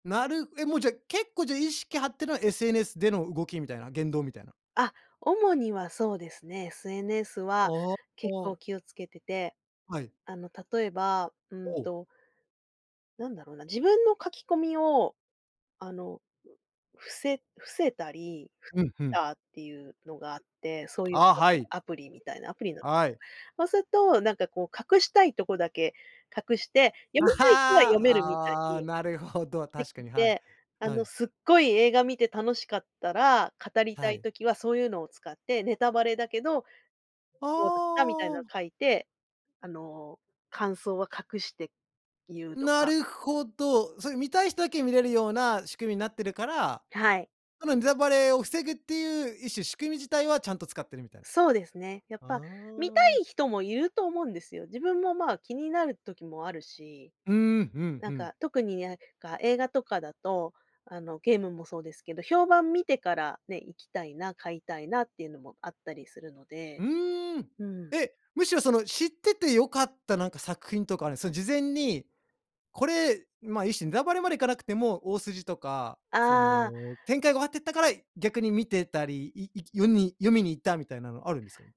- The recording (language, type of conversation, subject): Japanese, podcast, ネタバレはどのように扱うのがよいと思いますか？
- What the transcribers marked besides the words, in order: other background noise